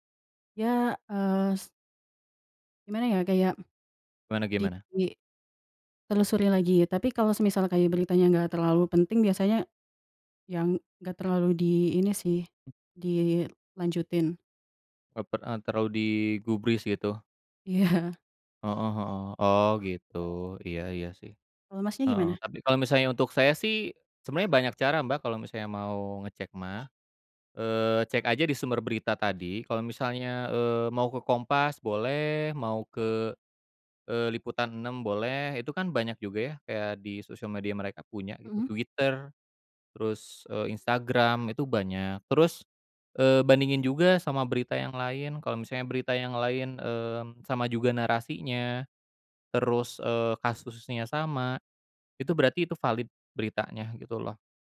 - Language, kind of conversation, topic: Indonesian, unstructured, Bagaimana menurutmu media sosial memengaruhi berita saat ini?
- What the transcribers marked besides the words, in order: tapping; other background noise; laughing while speaking: "Iya"; background speech